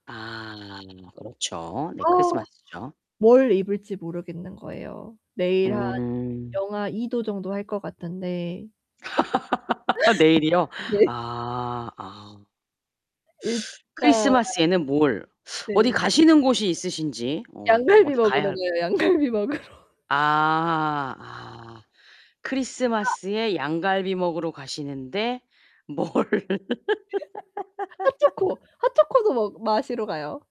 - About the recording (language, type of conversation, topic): Korean, advice, 스타일을 찾기 어렵고 코디가 막막할 때는 어떻게 시작하면 좋을까요?
- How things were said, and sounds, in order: other background noise; laugh; tapping; gasp; laughing while speaking: "양갈비"; laughing while speaking: "양갈비 먹으러"; laugh; distorted speech; laughing while speaking: "뭘"; laugh